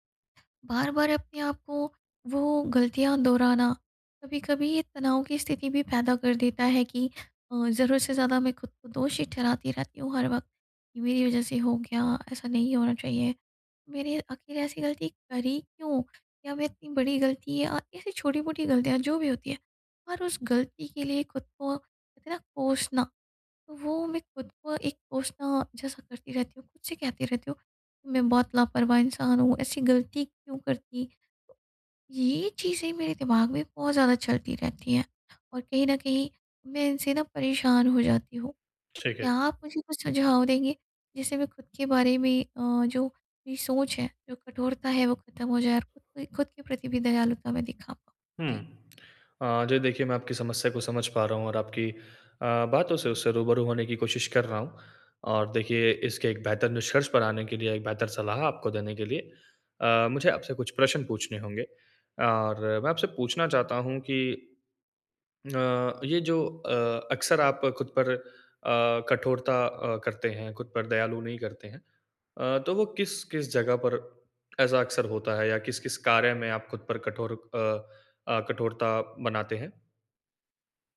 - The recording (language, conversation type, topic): Hindi, advice, आप स्वयं के प्रति दयालु कैसे बन सकते/सकती हैं?
- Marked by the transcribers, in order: none